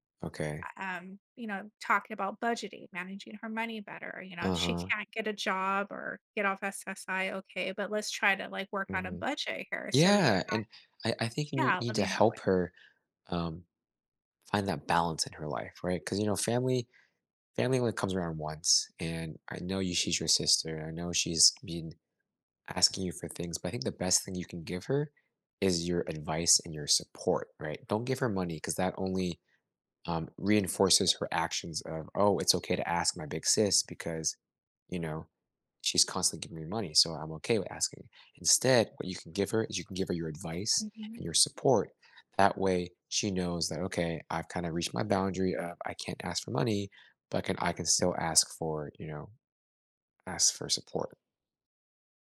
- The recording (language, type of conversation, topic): English, advice, How can I set healthy boundaries without feeling guilty?
- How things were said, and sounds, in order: tapping; other background noise